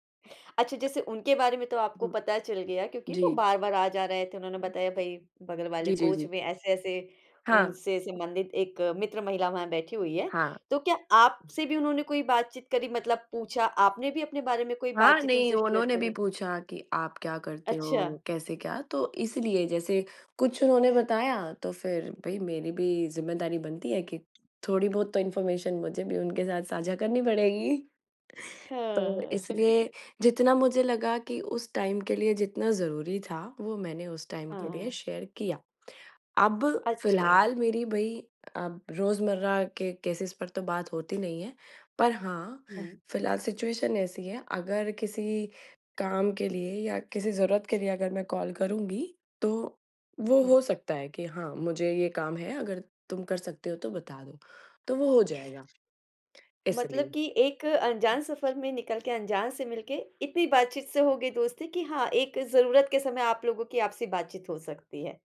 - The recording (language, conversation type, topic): Hindi, podcast, सफ़र के दौरान आपकी किसी अनजान से पहली बार दोस्ती कब हुई?
- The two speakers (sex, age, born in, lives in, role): female, 35-39, India, India, guest; female, 35-39, India, India, host
- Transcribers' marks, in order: tapping; other background noise; in English: "शेयर"; in English: "इंफ़ॉर्मेशन"; chuckle; in English: "टाइम"; in English: "टाइम"; in English: "शेयर"; in English: "केसेज़"; in English: "सिचुएशन"